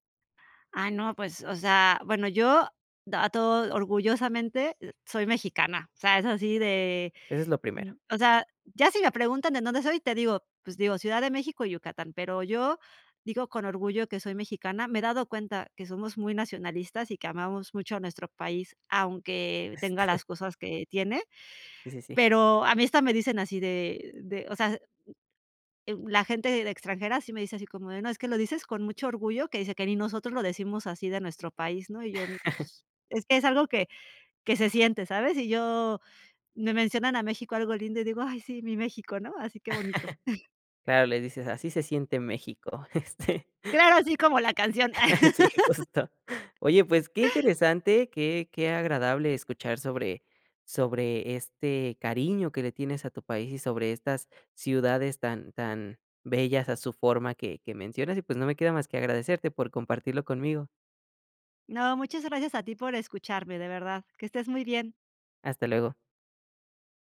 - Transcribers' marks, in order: tapping; chuckle; other background noise; chuckle; chuckle; laughing while speaking: "Este"; chuckle; laughing while speaking: "Sí justo"; laugh
- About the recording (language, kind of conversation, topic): Spanish, podcast, ¿Qué significa para ti decir que eres de algún lugar?